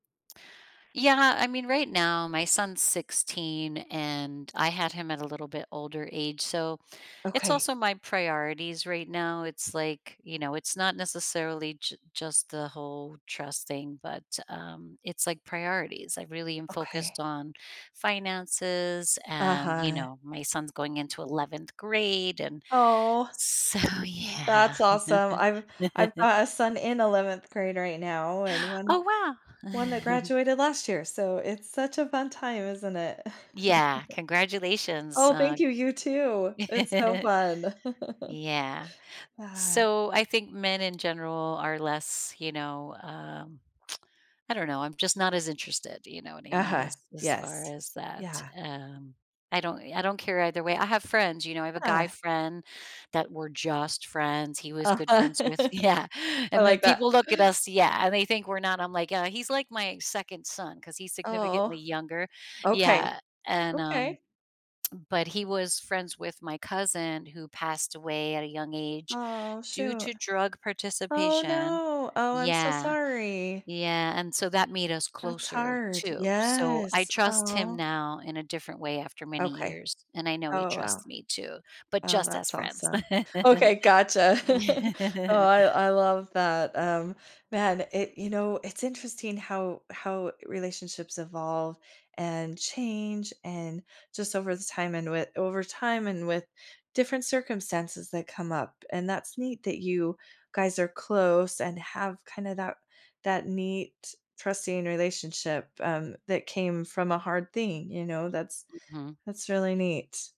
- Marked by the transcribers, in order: tapping; laugh; gasp; chuckle; laugh; chuckle; chuckle; tsk; chuckle; laughing while speaking: "Yeah"; tsk; laugh; laugh; other background noise
- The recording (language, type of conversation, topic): English, unstructured, How does trust shape the way people connect and grow together in relationships?
- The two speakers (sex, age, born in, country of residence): female, 45-49, United States, United States; female, 45-49, United States, United States